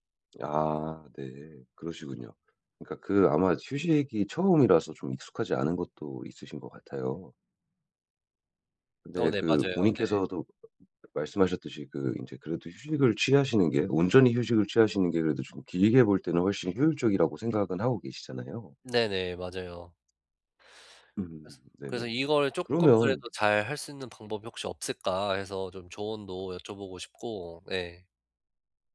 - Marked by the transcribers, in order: other noise; other background noise
- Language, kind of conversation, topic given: Korean, advice, 효과적으로 휴식을 취하려면 어떻게 해야 하나요?